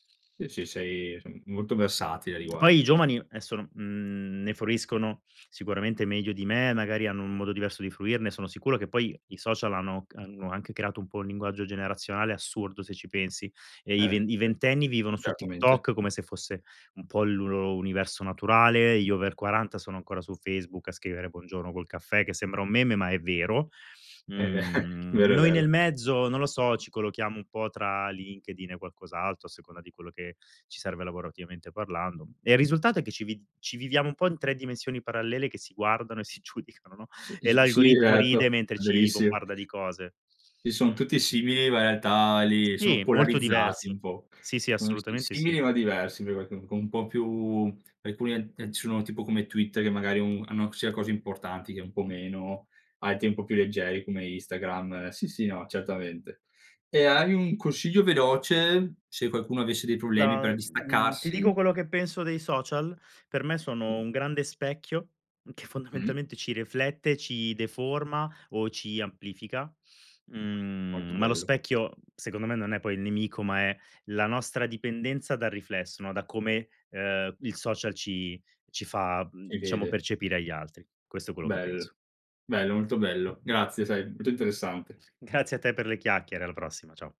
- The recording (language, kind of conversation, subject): Italian, podcast, Che ne pensi dei social network al giorno d’oggi?
- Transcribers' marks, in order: other background noise; in English: "over"; chuckle; unintelligible speech; other noise